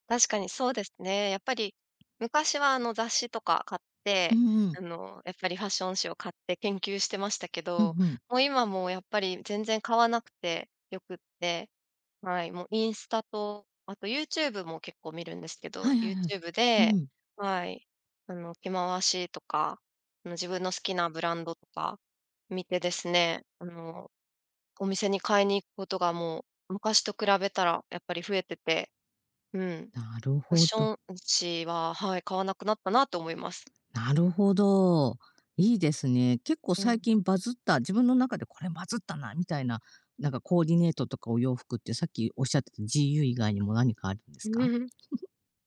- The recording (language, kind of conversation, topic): Japanese, podcast, SNSは服選びにどのくらい影響しますか？
- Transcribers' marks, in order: other background noise; chuckle